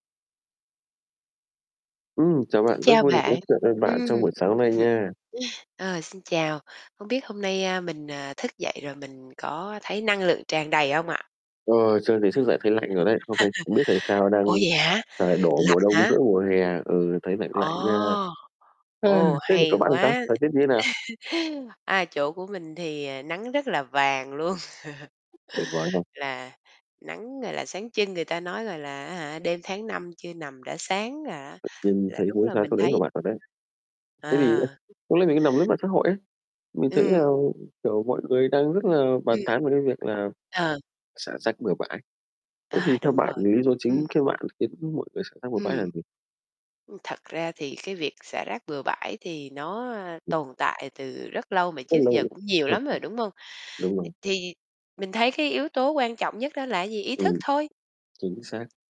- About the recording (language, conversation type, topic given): Vietnamese, unstructured, Tại sao vẫn còn nhiều người xả rác bừa bãi ở nơi công cộng?
- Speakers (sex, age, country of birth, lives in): female, 45-49, Vietnam, Vietnam; male, 25-29, Vietnam, Vietnam
- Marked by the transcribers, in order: static; tapping; other background noise; chuckle; chuckle; chuckle; chuckle; distorted speech; chuckle